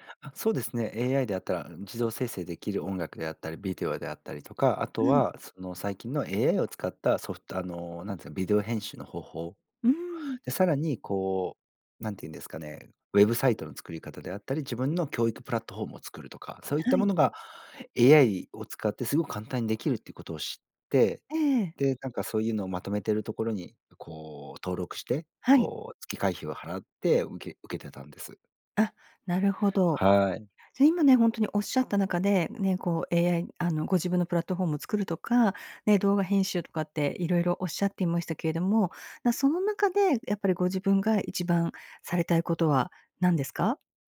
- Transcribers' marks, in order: none
- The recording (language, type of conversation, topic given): Japanese, advice, 長期的な目標に向けたモチベーションが続かないのはなぜですか？